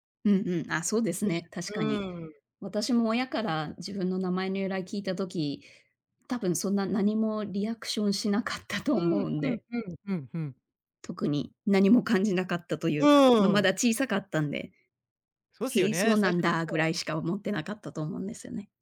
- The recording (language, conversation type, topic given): Japanese, podcast, 自分の名前に込められた話、ある？
- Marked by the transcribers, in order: laughing while speaking: "かったと"; other background noise